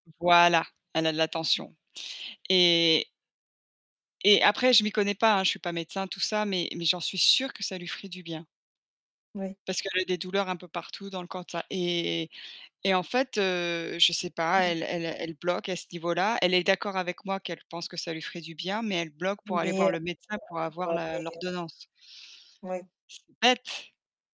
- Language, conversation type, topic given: French, unstructured, Comment convaincre un proche de consulter un professionnel ?
- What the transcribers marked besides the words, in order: other background noise; stressed: "sûre"; distorted speech; unintelligible speech; unintelligible speech